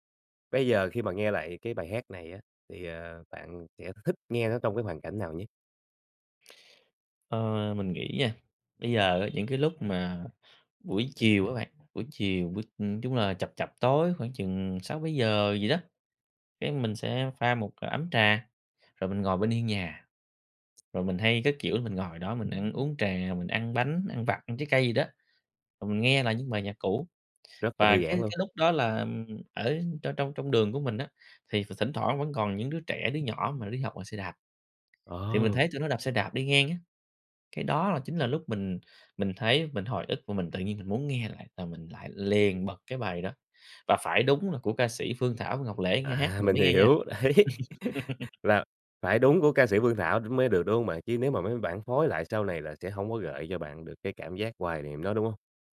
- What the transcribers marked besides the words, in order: tapping; horn; laughing while speaking: "hiểu. Đấy"; laugh
- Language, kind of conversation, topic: Vietnamese, podcast, Bài hát nào luôn chạm đến trái tim bạn mỗi khi nghe?